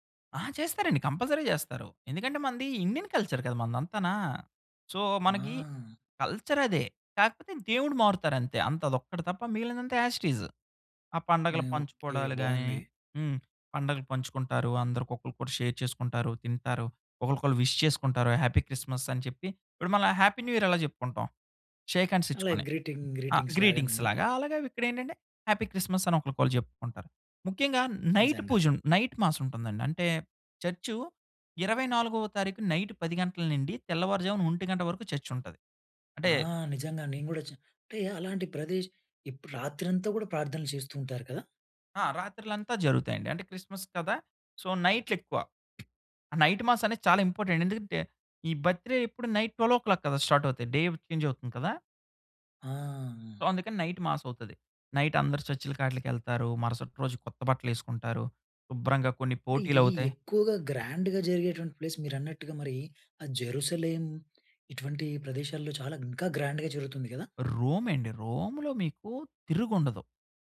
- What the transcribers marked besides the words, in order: in English: "ఇండియన్ కల్చర్"; in English: "సో"; lip smack; in English: "షేర్"; in English: "విష్"; in English: "హ్యాపీ క్రిస్మస్"; in English: "హ్యాపీ న్యూ ఇయర్"; in English: "గ్రీటింగ్స్‌లాగా"; in English: "హ్యాపీ క్రిస్మస్"; in English: "సో"; tapping; in English: "నైట్ మాస్"; in English: "ఇంపార్టెంట్"; in English: "బర్త్ డే నైట్, ట్వెల్వ్ ఓ క్లాక్"; in English: "స్టార్ట్"; in English: "డే చేంజ్"; in English: "సో"; in English: "నైట్ మాస్"; in English: "నైట్"; in English: "గ్రాండ్‌గా"; in English: "ప్లేస్"; in English: "గ్రాండ్‌గా"
- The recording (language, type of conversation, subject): Telugu, podcast, పండుగల సమయంలో ఇంటి ఏర్పాట్లు మీరు ఎలా ప్రణాళిక చేసుకుంటారు?